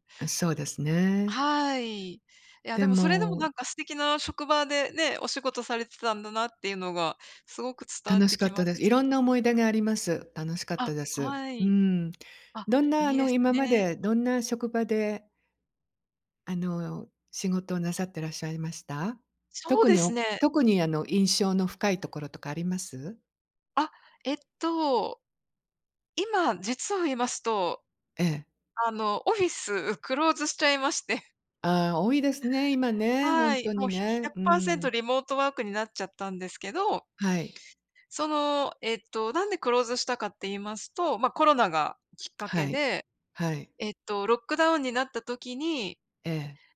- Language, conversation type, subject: Japanese, unstructured, 理想の職場環境はどんな場所ですか？
- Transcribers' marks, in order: none